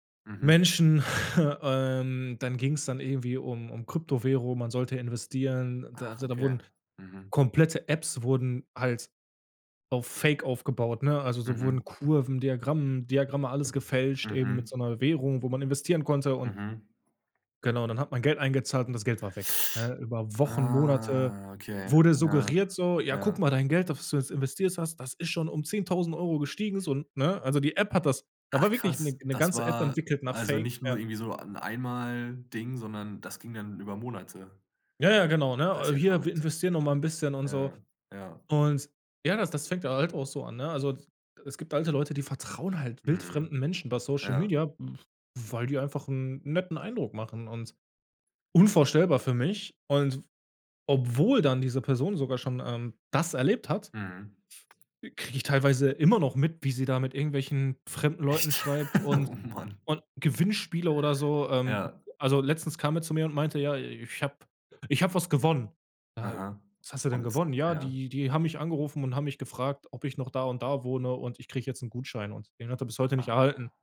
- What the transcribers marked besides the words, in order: exhale; inhale; drawn out: "Ah"; other background noise; laugh
- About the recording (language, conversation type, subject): German, podcast, Was sollte man über Datenschutz in sozialen Netzwerken wissen?